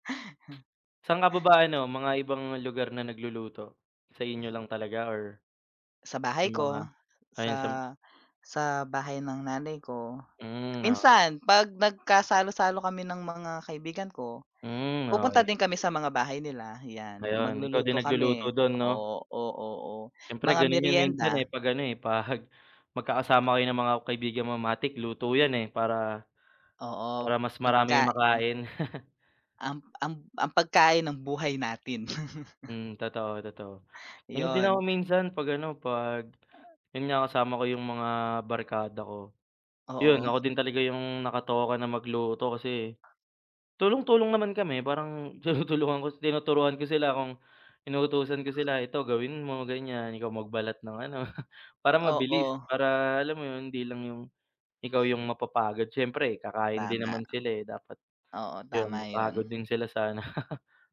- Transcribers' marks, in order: tapping; chuckle; chuckle; other background noise; laughing while speaking: "tinutulungan"; chuckle; chuckle
- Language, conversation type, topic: Filipino, unstructured, Paano nakakatulong ang pagluluto sa iyong pang-araw-araw na buhay?